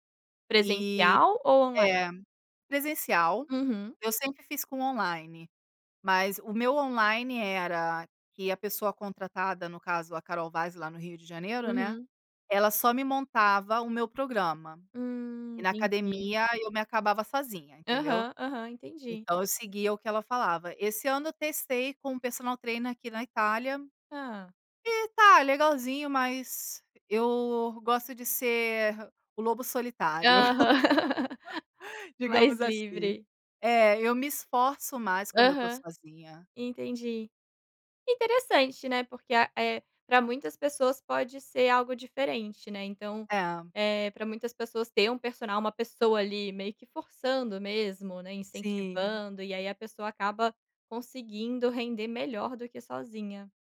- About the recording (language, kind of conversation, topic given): Portuguese, podcast, Qual é uma prática simples que ajuda você a reduzir o estresse?
- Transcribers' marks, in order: laugh